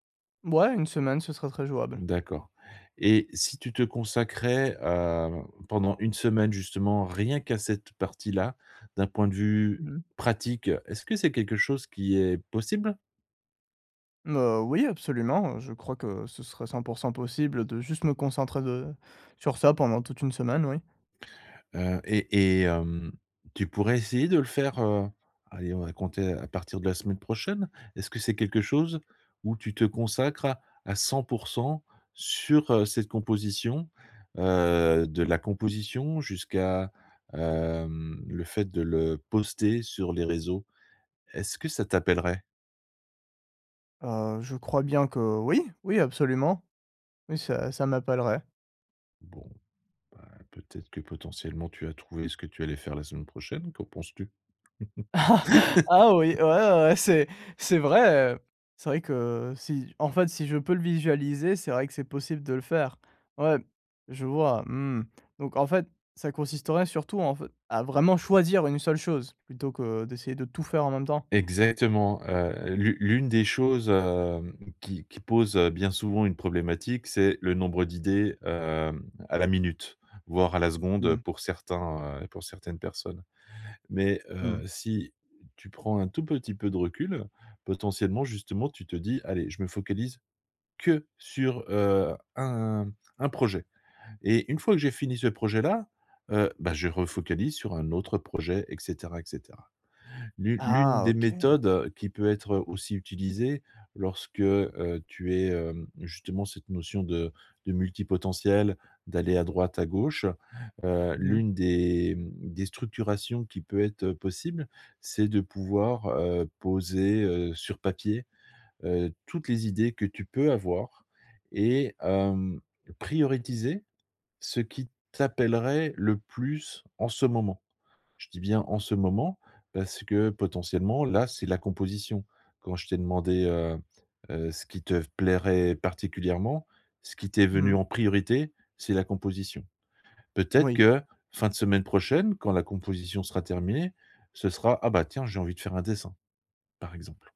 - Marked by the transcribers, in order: other background noise; laughing while speaking: "Ah oui, ouais, ouais. C'est c'est vrai, heu"; laugh; stressed: "que"; "prioriser" said as "prioritiser"
- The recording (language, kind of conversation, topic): French, advice, Comment choisir quand j’ai trop d’idées et que je suis paralysé par le choix ?